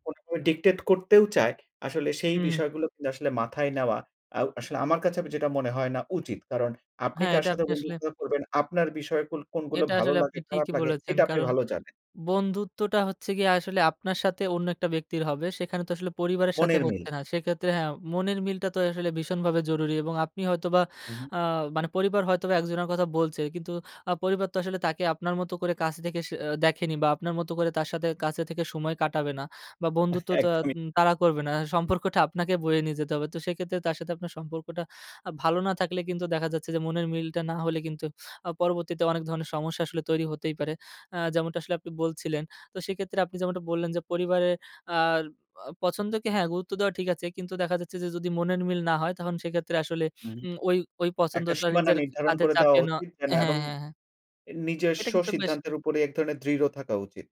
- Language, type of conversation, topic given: Bengali, podcast, পরিবারের বাইরে ‘তোমার মানুষ’ খুঁজতে কী করো?
- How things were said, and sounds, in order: tapping; laughing while speaking: "একদমই"; other background noise